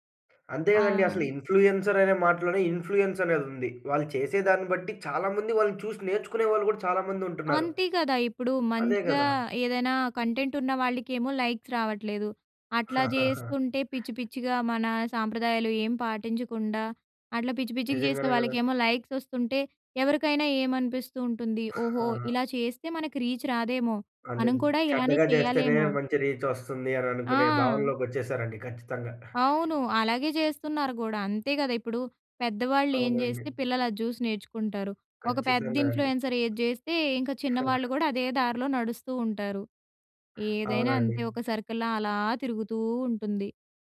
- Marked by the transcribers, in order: other background noise; in English: "ఇన్‌ఫ్లుయెన్సర్"; in English: "ఇన్‌ఫ్లుయెన్స్"; in English: "కంటెంట్"; in English: "లైక్స్"; laugh; in English: "లైక్స్"; in English: "రీచ్"; in English: "రీచ్"; in English: "ఇన్‌ఫ్లుయెన్సర్"; chuckle; in English: "సర్కిల్‌లా"
- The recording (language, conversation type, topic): Telugu, podcast, సోషల్ మీడియా సంప్రదాయ దుస్తులపై ఎలా ప్రభావం చూపుతోంది?